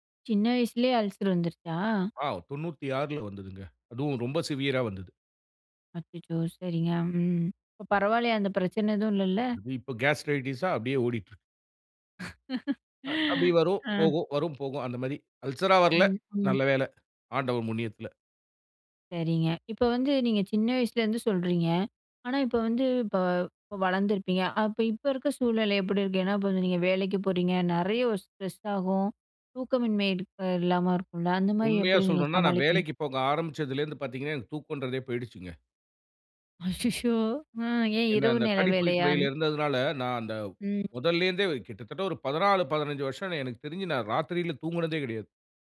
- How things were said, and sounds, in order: in English: "அல்சர்"; in English: "சிவியரா"; in English: "கேஸ்ட்ரைடீசா"; laugh; in English: "அல்சரா"; in English: "ஸ்ட்ரெஸ்"; "இருக்கும்" said as "இருக்"; surprised: "அய்யயோ!"
- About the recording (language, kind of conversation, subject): Tamil, podcast, இரவில்தூங்குவதற்குமுன் நீங்கள் எந்த வரிசையில் என்னென்ன செய்வீர்கள்?